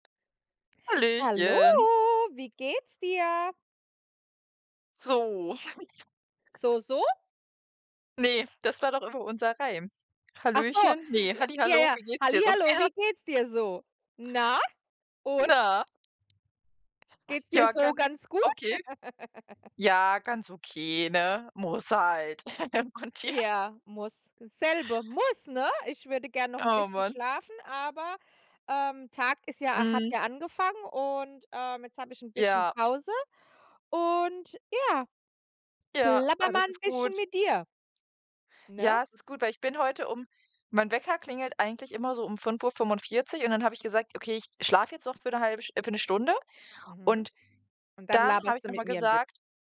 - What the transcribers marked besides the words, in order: joyful: "Hallo, wie geht's dir?"; unintelligible speech; giggle; laughing while speaking: "Ja"; laugh; put-on voice: "muss halt"; stressed: "muss halt"; chuckle; laughing while speaking: "dir?"; stressed: "muss"
- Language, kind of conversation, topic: German, unstructured, Wie hat die Schule dein Leben positiv beeinflusst?